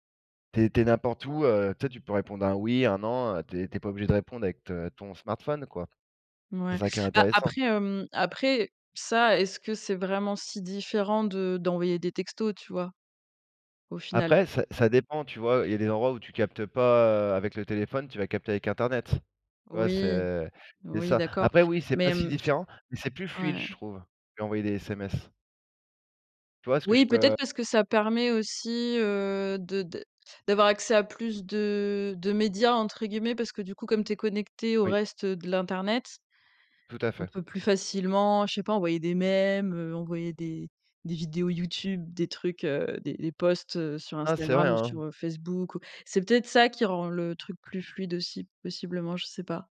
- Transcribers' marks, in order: unintelligible speech; other background noise; in English: "posts"
- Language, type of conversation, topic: French, unstructured, Comment la technologie change-t-elle nos relations sociales aujourd’hui ?